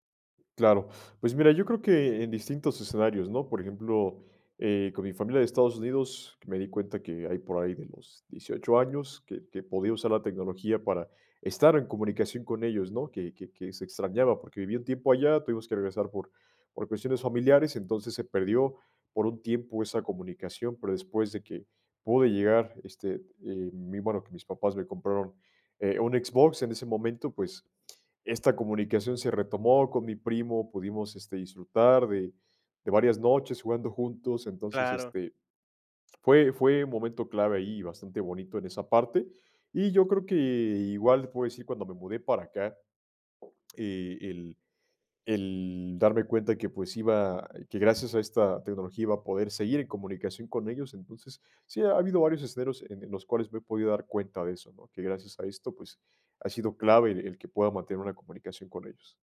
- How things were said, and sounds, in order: other noise; other background noise
- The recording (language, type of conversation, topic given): Spanish, podcast, ¿Cómo influye la tecnología en sentirte acompañado o aislado?
- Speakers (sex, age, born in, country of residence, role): male, 25-29, Mexico, Mexico, guest; male, 30-34, Mexico, Mexico, host